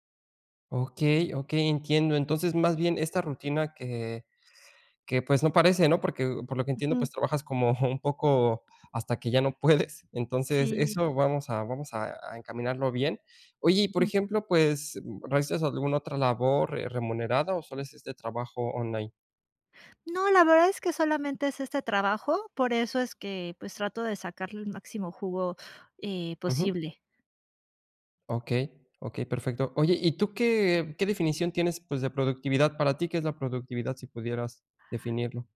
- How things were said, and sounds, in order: other background noise; chuckle; tapping
- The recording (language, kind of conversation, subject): Spanish, advice, ¿Cómo puedo dejar de sentir culpa cuando no hago cosas productivas?